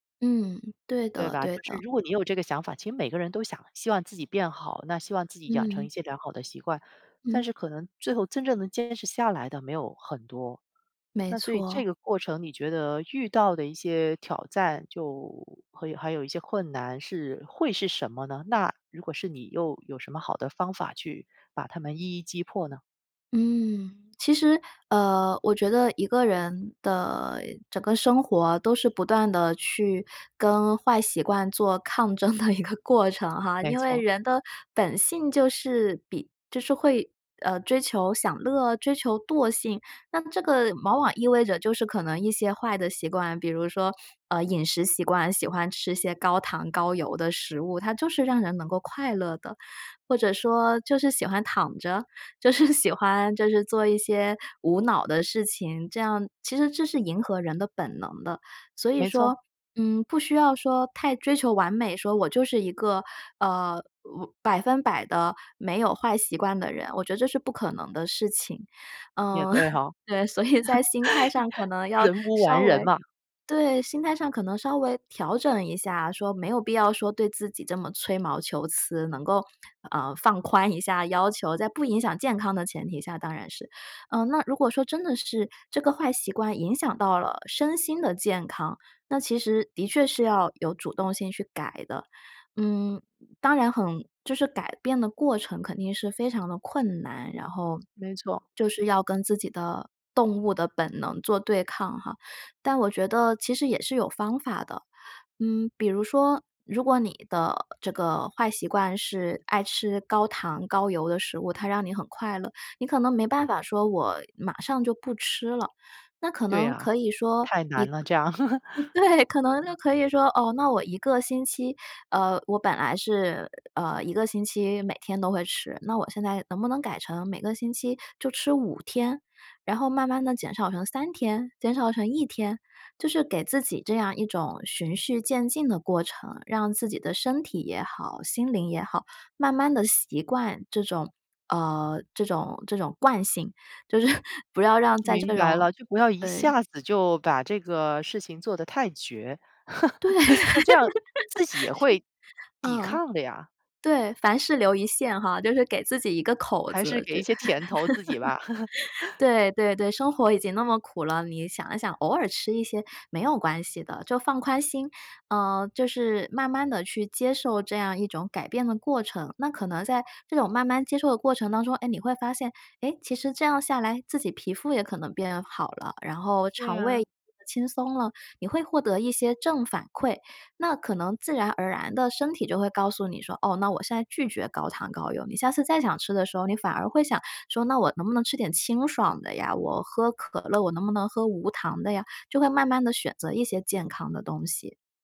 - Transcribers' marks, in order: laughing while speaking: "做抗争的一个过程哈"; laughing while speaking: "就是喜欢就是做一些"; laugh; laughing while speaking: "对"; laugh; laughing while speaking: "就是"; other background noise; laugh; laugh; laugh
- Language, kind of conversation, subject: Chinese, podcast, 有哪些小习惯能带来长期回报？